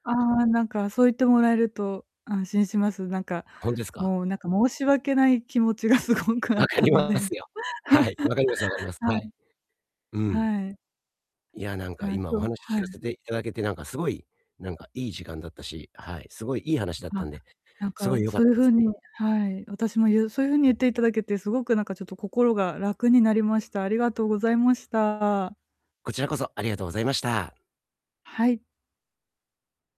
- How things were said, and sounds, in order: static; distorted speech; laughing while speaking: "すごくあったので"; laugh
- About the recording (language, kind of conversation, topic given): Japanese, advice, 恥ずかしい出来事があったとき、どう対処すればよいですか？